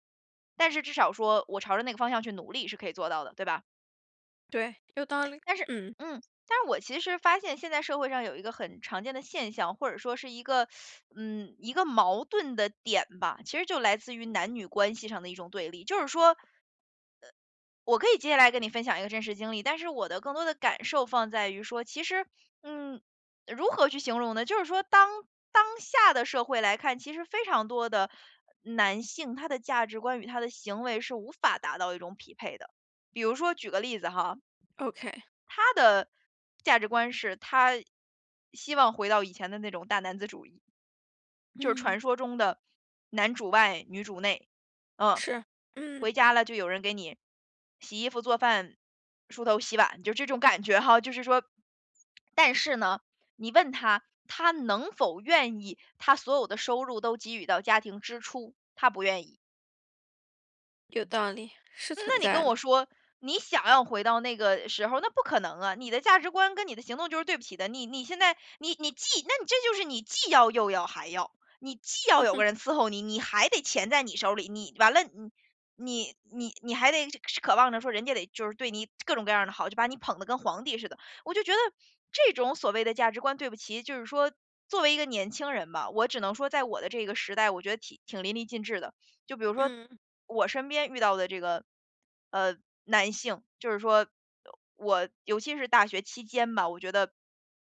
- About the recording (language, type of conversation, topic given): Chinese, advice, 我怎样才能让我的日常行动与我的价值观保持一致？
- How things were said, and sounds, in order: other background noise; teeth sucking; other noise